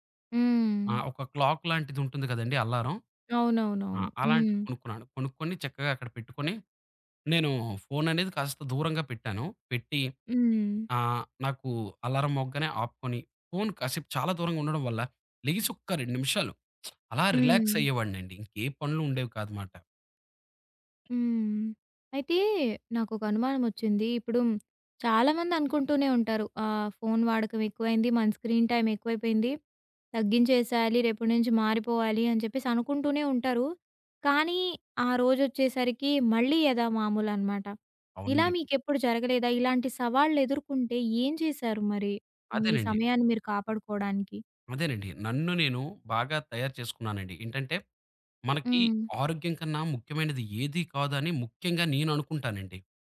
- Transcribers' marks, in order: in English: "క్లాక్"; lip smack; in English: "రిలాక్స్"; other background noise; tapping; in English: "స్క్రీన్ టైమ్"
- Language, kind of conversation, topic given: Telugu, podcast, స్మార్ట్‌ఫోన్‌లో మరియు సోషల్ మీడియాలో గడిపే సమయాన్ని నియంత్రించడానికి మీకు సరళమైన మార్గం ఏది?